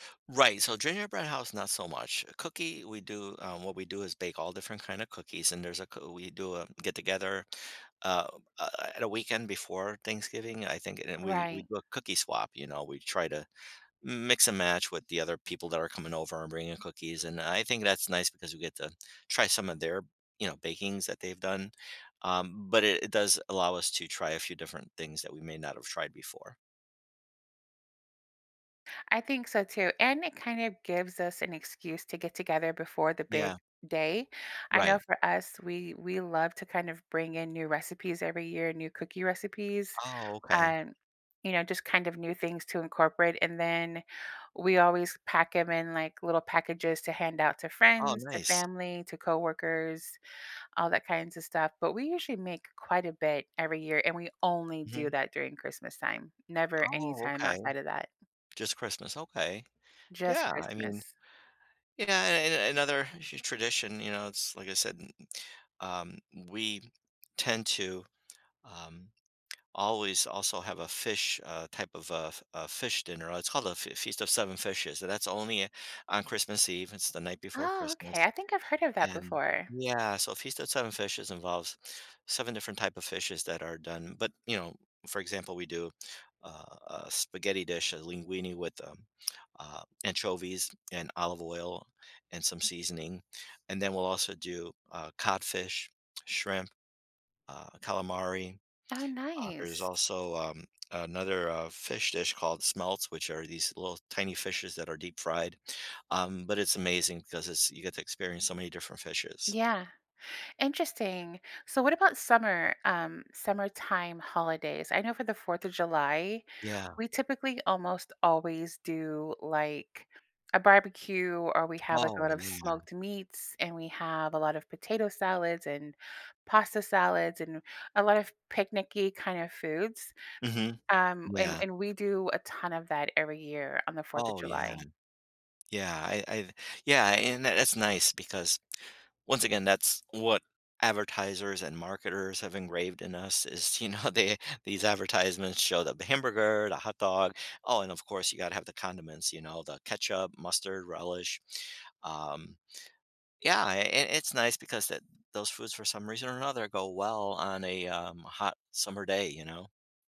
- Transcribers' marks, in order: other background noise; tapping; laughing while speaking: "you know, they"
- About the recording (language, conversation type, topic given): English, unstructured, How can I understand why holidays change foods I crave or avoid?